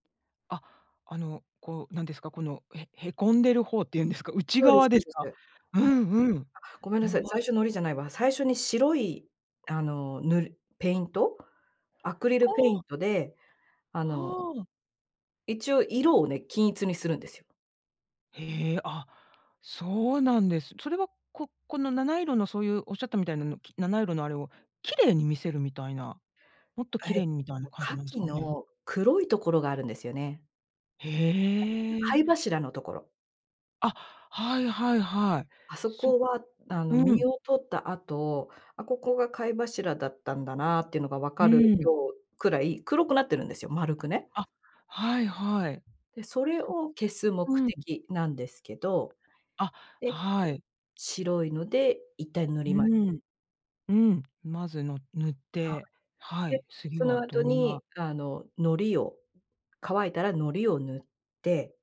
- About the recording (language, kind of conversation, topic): Japanese, podcast, あなたの一番好きな創作系の趣味は何ですか？
- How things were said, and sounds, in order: unintelligible speech